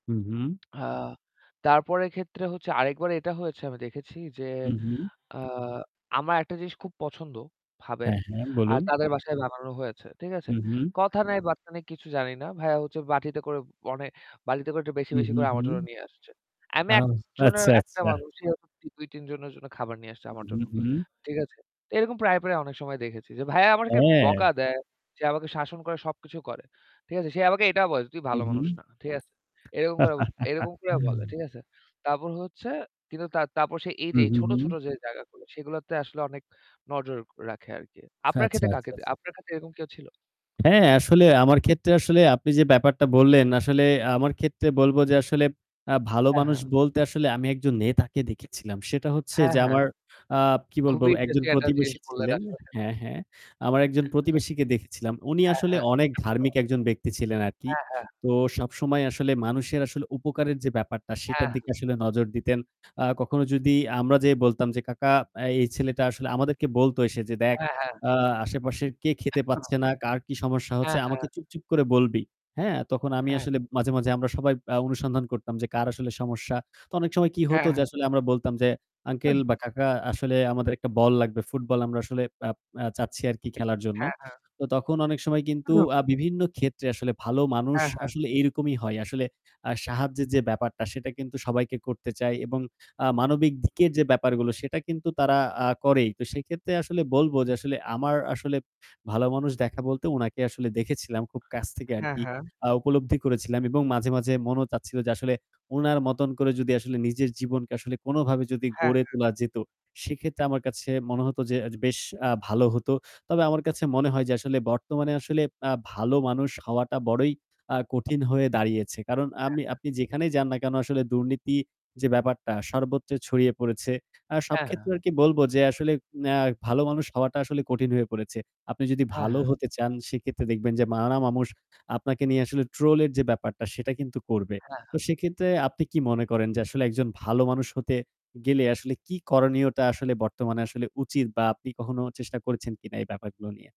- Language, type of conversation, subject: Bengali, unstructured, তোমার মতে একজন ভালো মানুষ হওয়ার মানে কী?
- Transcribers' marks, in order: static; other background noise; unintelligible speech; chuckle; distorted speech; sneeze; mechanical hum; "মানুষ" said as "মামুষ"